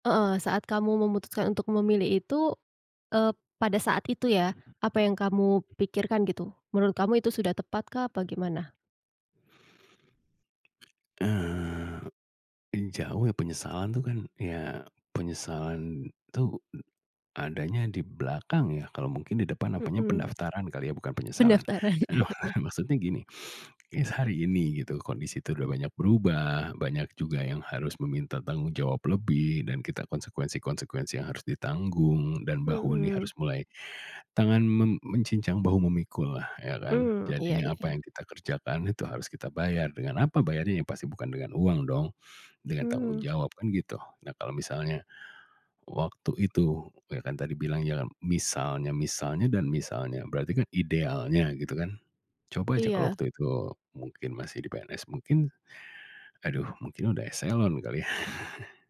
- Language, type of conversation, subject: Indonesian, podcast, Pernahkah kamu menyesal memilih jalan hidup tertentu?
- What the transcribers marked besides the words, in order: tapping; other background noise; laughing while speaking: "Nah"; laughing while speaking: "Pendaftaran"; chuckle; chuckle